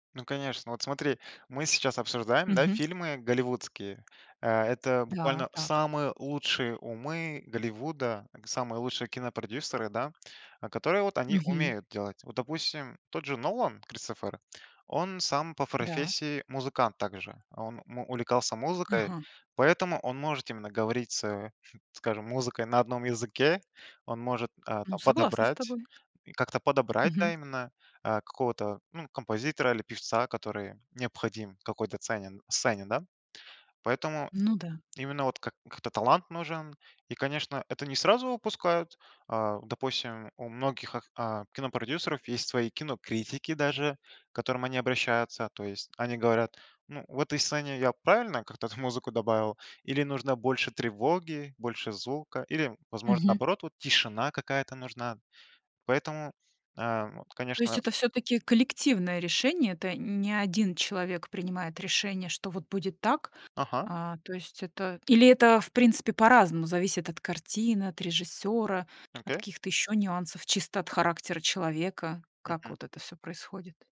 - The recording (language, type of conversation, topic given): Russian, podcast, Как хороший саундтрек помогает рассказу в фильме?
- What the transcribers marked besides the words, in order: tapping; chuckle; laughing while speaking: "там музыку"